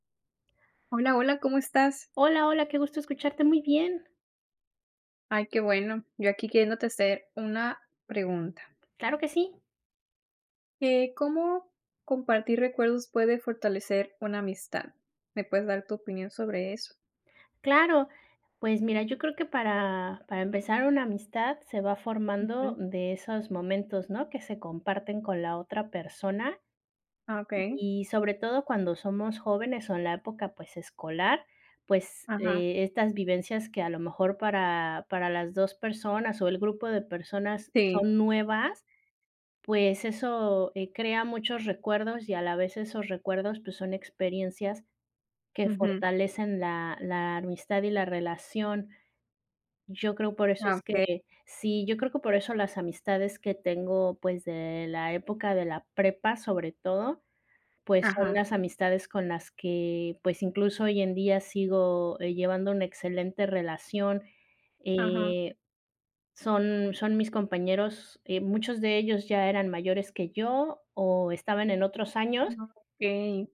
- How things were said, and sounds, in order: none
- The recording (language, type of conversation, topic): Spanish, unstructured, ¿Cómo compartir recuerdos puede fortalecer una amistad?